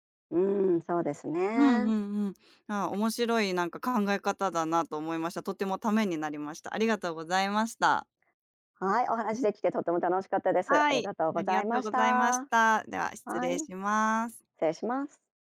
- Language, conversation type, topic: Japanese, podcast, 「ノー」と言うのが苦手なのはなぜだと思いますか？
- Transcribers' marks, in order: tapping